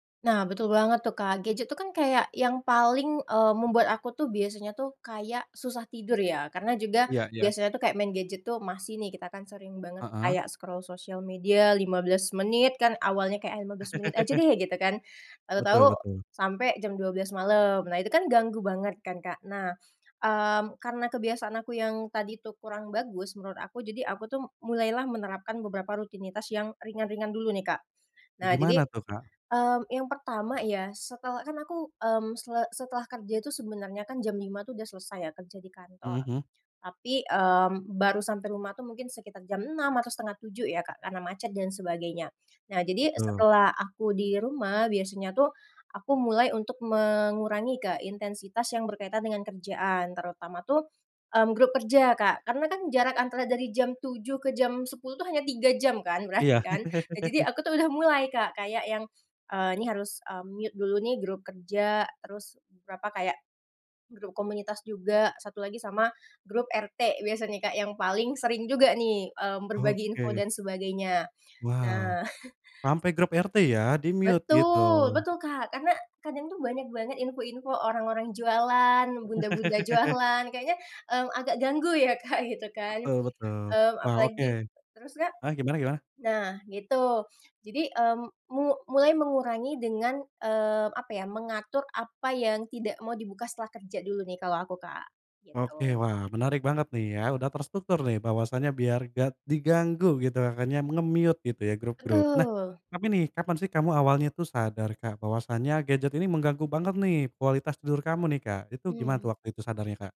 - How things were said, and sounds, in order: in English: "scroll"; laugh; other background noise; laugh; in English: "mute"; chuckle; in English: "di-mute"; laugh; laughing while speaking: "ya Kak"; in English: "nge-mute"
- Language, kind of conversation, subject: Indonesian, podcast, Apa ritual malam Anda agar gawai tidak mengganggu tidur?